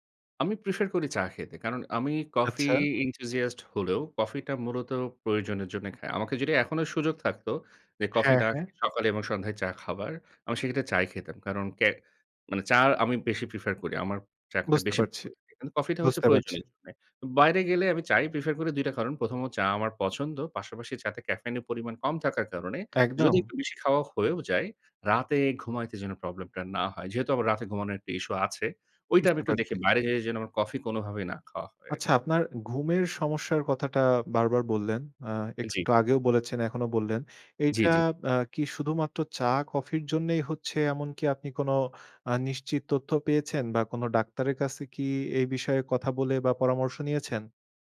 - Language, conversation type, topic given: Bengali, podcast, কফি বা চা খাওয়া আপনার এনার্জিতে কী প্রভাব ফেলে?
- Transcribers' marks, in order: in English: "enthusiast"